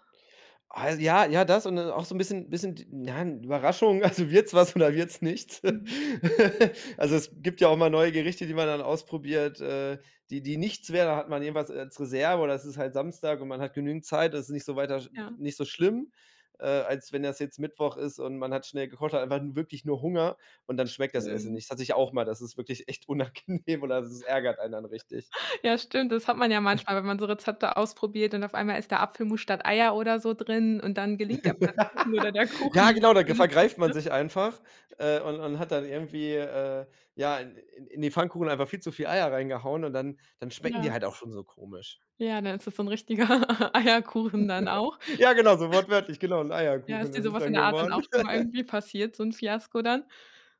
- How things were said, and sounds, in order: laughing while speaking: "also wird's was oder wird's nichts?"; laugh; other background noise; laughing while speaking: "unangenehm"; giggle; laugh; joyful: "Ja, genau, da ge vergreift man sich einfach"; joyful: "Pfannkuchen oder der Kuchen natürlich nicht, ne?"; laugh; joyful: "Ja, genau, so wortwörtlich, genau, 'n Eierkuchen ist es dann geworden"; giggle; laughing while speaking: "Eierkuchen"; giggle; laugh
- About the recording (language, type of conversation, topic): German, podcast, Wie probierst du neue, fremde Gerichte aus?